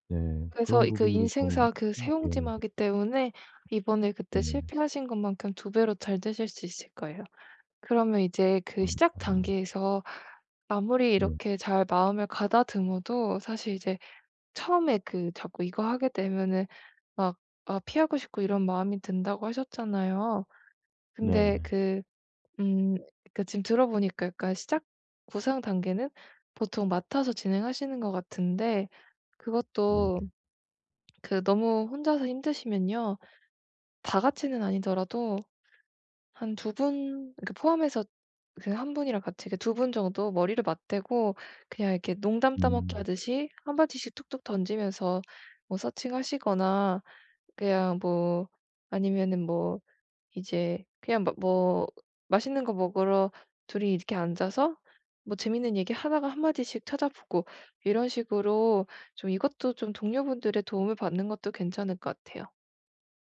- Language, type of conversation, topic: Korean, advice, 실패가 두려워 새로운 일에 도전하기 어려울 때 어떻게 하면 극복할 수 있을까요?
- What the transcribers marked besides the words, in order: other background noise; tapping